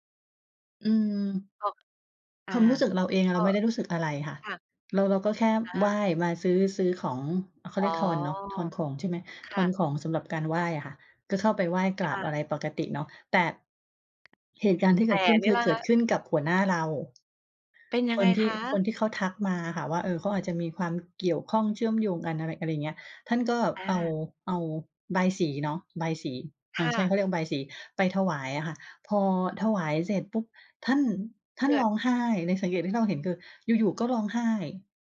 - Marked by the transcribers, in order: other background noise
- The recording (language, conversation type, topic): Thai, podcast, มีสถานที่ไหนที่มีความหมายทางจิตวิญญาณสำหรับคุณไหม?